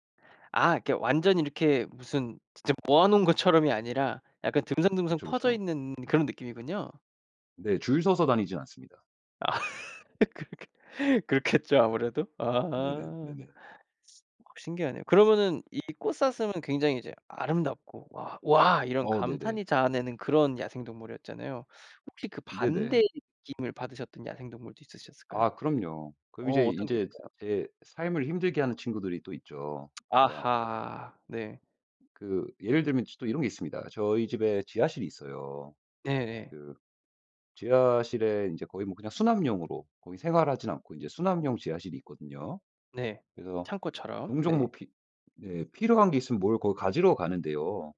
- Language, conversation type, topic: Korean, podcast, 야생동물과 마주친 적이 있나요? 그때 어땠나요?
- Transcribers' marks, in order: other background noise; laughing while speaking: "아. 그렇겠"; tsk; tapping